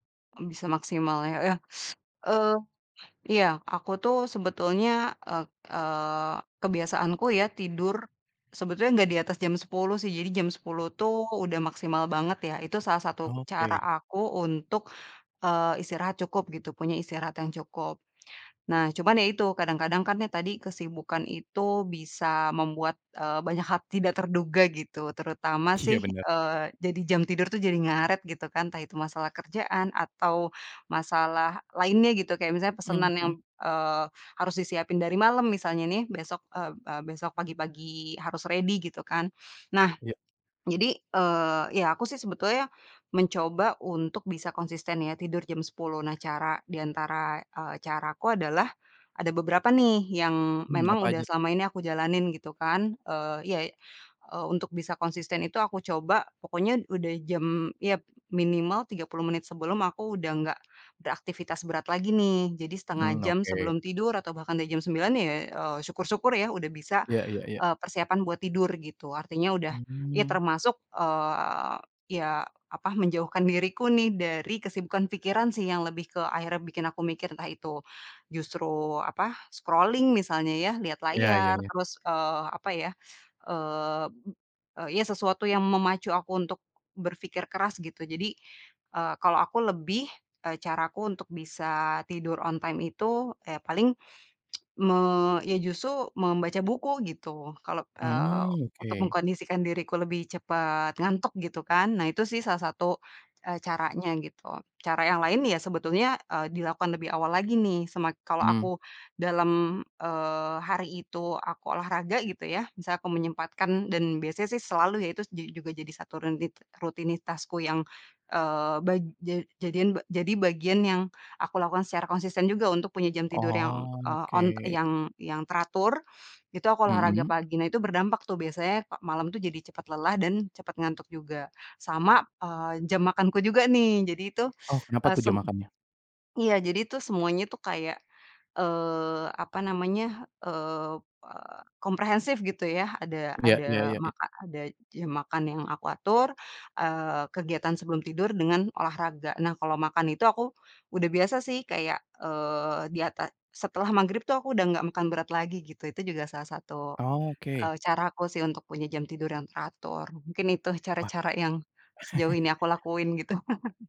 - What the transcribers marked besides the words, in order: teeth sucking; laughing while speaking: "benar"; in English: "ready"; in English: "scrolling"; teeth sucking; drawn out: "eee"; in English: "on time"; tsk; teeth sucking; swallow; chuckle
- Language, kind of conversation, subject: Indonesian, podcast, Apa rutinitas malam yang membantu kamu bangun pagi dengan segar?